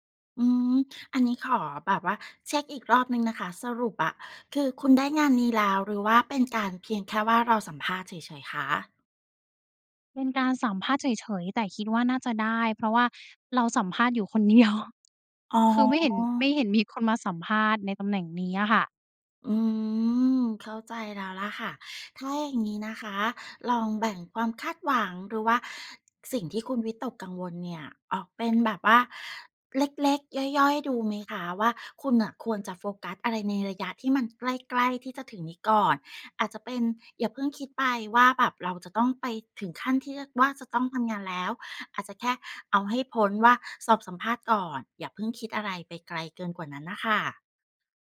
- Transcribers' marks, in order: laughing while speaking: "เดียว"
- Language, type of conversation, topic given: Thai, advice, คุณกังวลว่าจะเริ่มงานใหม่แล้วทำงานได้ไม่ดีหรือเปล่า?